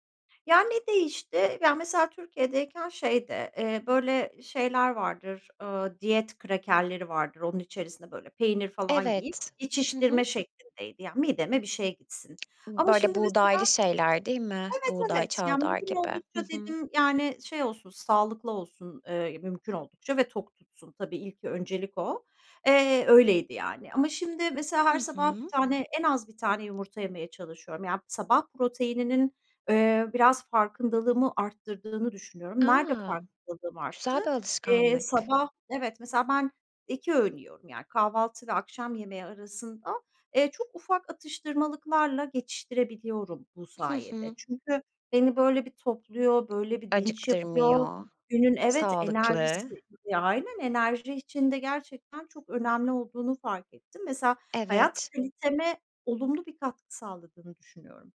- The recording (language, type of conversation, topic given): Turkish, podcast, Küçük alışkanlıklar hayatınızı nasıl değiştirdi?
- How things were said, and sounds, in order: other background noise; tapping